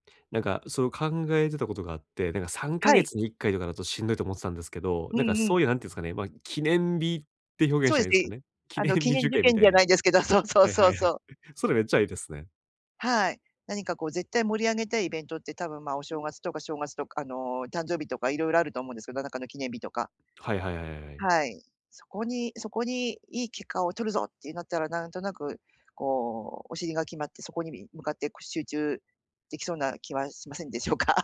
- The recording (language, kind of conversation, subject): Japanese, advice, 忙しい毎日の中で趣味を続けるにはどうすればよいですか？
- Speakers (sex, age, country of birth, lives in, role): female, 50-54, Japan, Japan, advisor; male, 30-34, Japan, Japan, user
- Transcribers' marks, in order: laughing while speaking: "みたいな"; other background noise; laugh